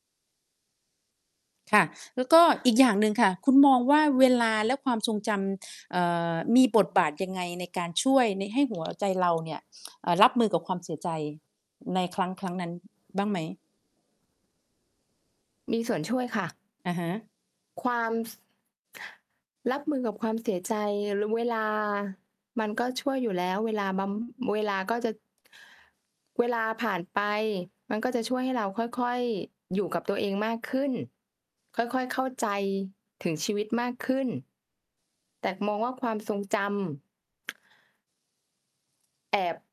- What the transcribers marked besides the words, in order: static; other background noise; tapping; tsk
- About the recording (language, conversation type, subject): Thai, unstructured, คุณมีวิธีทำใจอย่างไรเมื่อคนที่คุณรักจากไป?